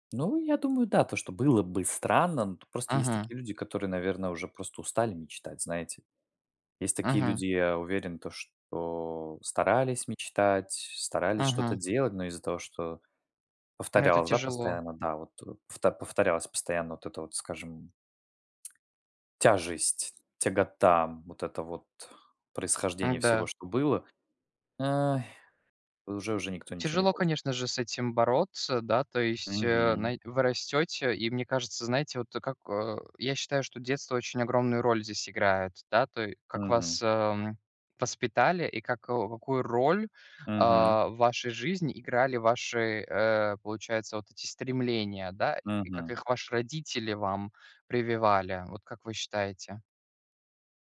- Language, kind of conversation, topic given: Russian, unstructured, Почему, по-вашему, мечты так важны для нас?
- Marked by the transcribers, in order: tapping; other background noise